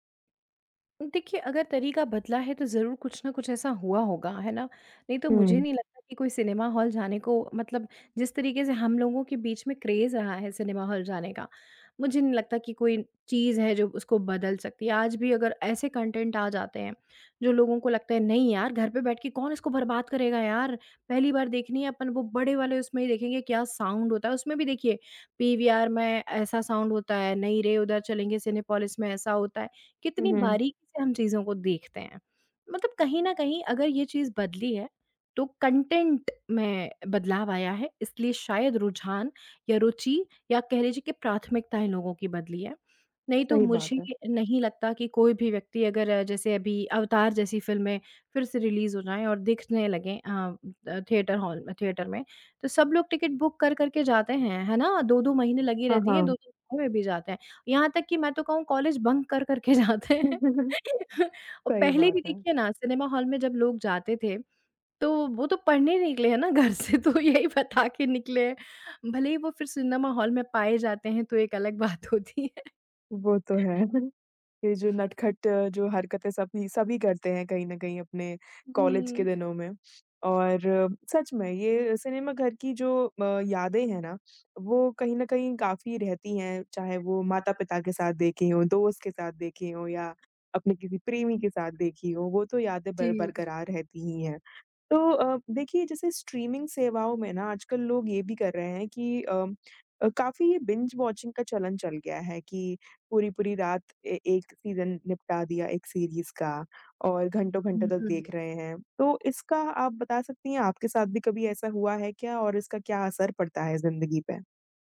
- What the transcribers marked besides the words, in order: in English: "क्रेज़"; in English: "कॉन्टेन्ट"; in English: "साउंड"; in English: "साउंड"; tapping; in English: "कॉन्टेन्ट"; in English: "रिलीज़"; in English: "थिएटर हॉल"; in English: "थिएटर"; unintelligible speech; chuckle; in English: "बंक"; laughing while speaking: "कर-कर के जाते हैं"; laugh; laughing while speaking: "घर से, तो यही बता के निकले हैं"; laughing while speaking: "बात"; chuckle; other background noise; in English: "स्ट्रीमिंग"; in English: "बिंज वॉचिंग"; in English: "सीज़न"; in English: "सीरीज़"
- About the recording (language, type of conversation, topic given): Hindi, podcast, स्ट्रीमिंग ने सिनेमा के अनुभव को कैसे बदला है?